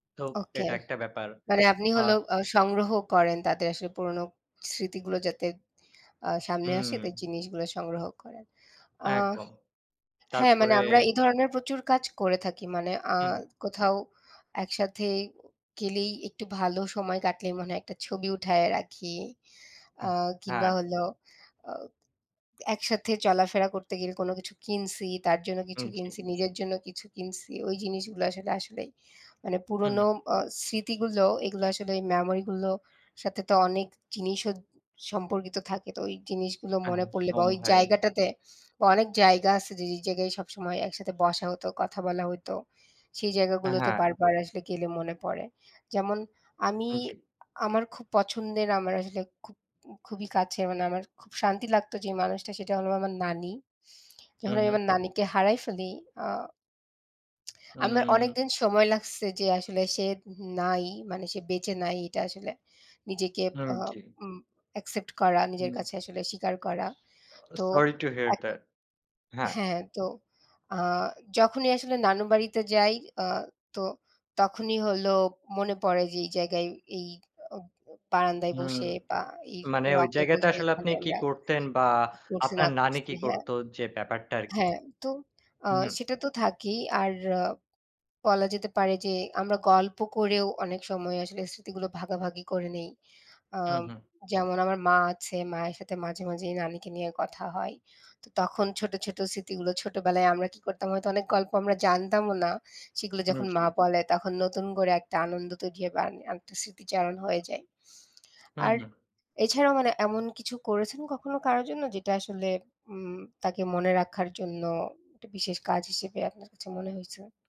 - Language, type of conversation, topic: Bengali, unstructured, আপনি কীভাবে কারও স্মৃতিকে জীবিত রাখেন?
- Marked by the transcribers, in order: other background noise; wind; in English: "সরি টু হিয়ার দ্যাট"